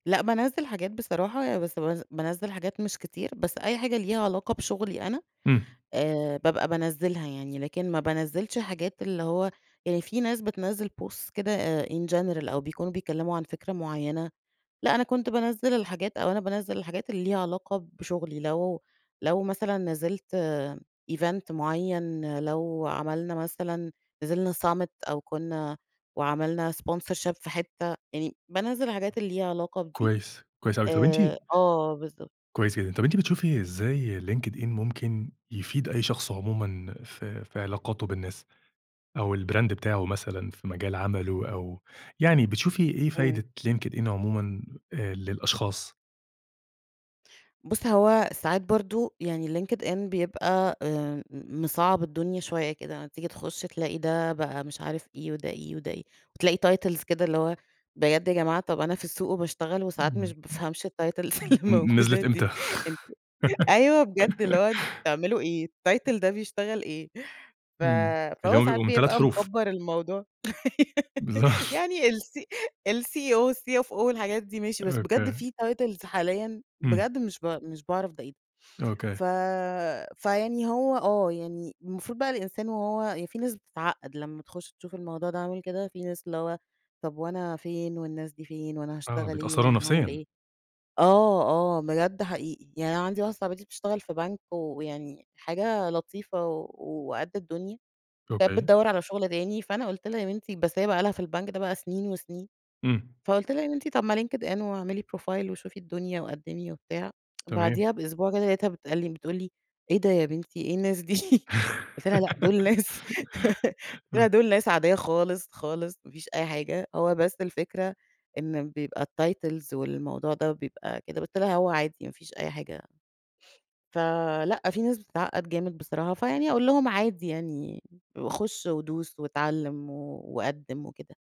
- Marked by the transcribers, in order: in English: "Posts"; in English: "in general"; in English: "event"; in English: "summit"; in English: "sponsorship"; in English: "البراند"; in English: "titles"; laughing while speaking: "الtitles اللي الموجودة دي، أنت"; in English: "الtitles"; laugh; tapping; in English: "الtitle"; laugh; laughing while speaking: "يعني ال"; laughing while speaking: "بالضبط"; in English: "الCEO، والCFO"; in English: "titles"; in English: "بروفايل"; tsk; laugh; laughing while speaking: "الناس دي؟"; laughing while speaking: "دول ناس"; laugh; in English: "الtitles"
- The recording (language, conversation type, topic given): Arabic, podcast, إزاي وسائل التواصل الاجتماعي بتأثر على علاقتنا بالناس؟